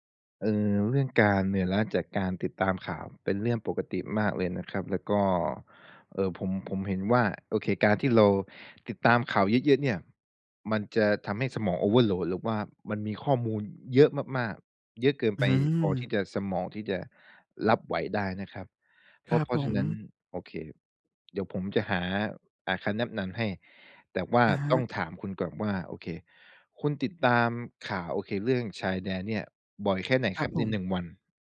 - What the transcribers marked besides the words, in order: in English: "overload"
- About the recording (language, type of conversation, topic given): Thai, advice, ทำอย่างไรดีเมื่อรู้สึกเหนื่อยล้าจากการติดตามข่าวตลอดเวลาและเริ่มกังวลมาก?
- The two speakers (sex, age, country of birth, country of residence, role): male, 25-29, Thailand, Thailand, advisor; male, 30-34, Thailand, Thailand, user